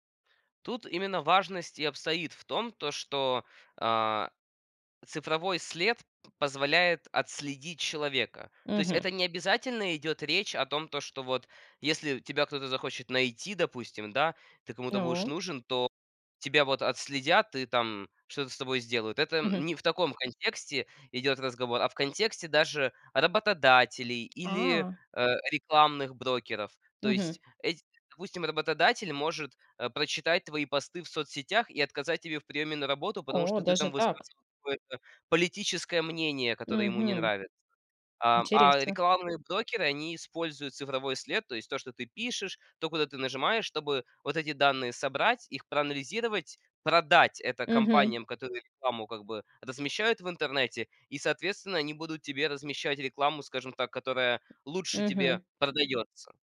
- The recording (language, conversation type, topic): Russian, podcast, Что важно помнить о цифровом следе и его долговечности?
- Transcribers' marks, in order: drawn out: "Ну"; tapping; drawn out: "А"; stressed: "продать"